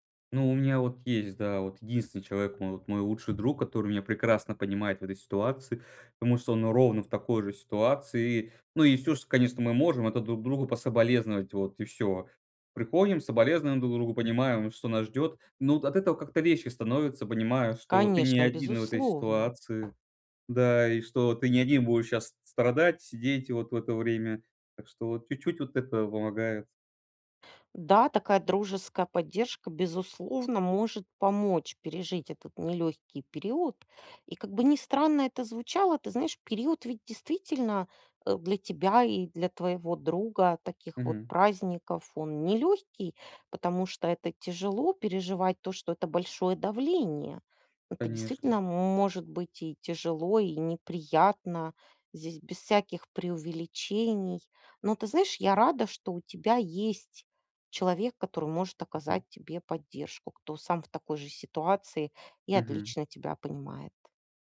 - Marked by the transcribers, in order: tapping
- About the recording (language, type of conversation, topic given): Russian, advice, Как наслаждаться праздниками, если ощущается социальная усталость?